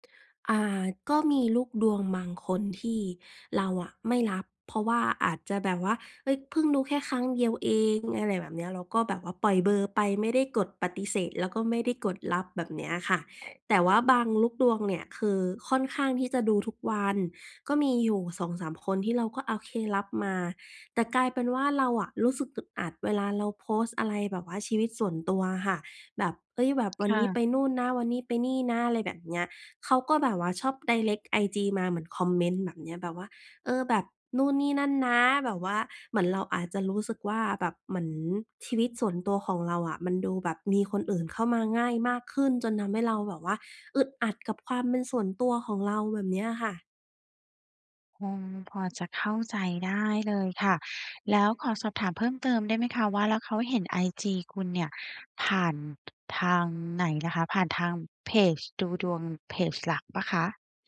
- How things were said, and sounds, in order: tapping; in English: "ไดเรกต์"
- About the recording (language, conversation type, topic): Thai, advice, ฉันควรเริ่มอย่างไรเพื่อแยกงานกับชีวิตส่วนตัวให้ดีขึ้น?